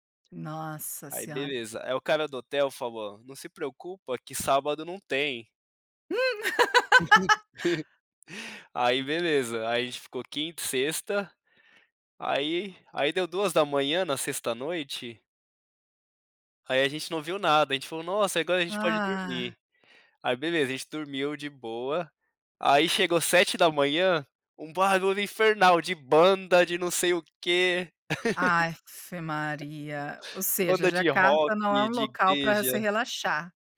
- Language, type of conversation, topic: Portuguese, podcast, Me conta sobre uma viagem que despertou sua curiosidade?
- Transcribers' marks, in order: laugh; laugh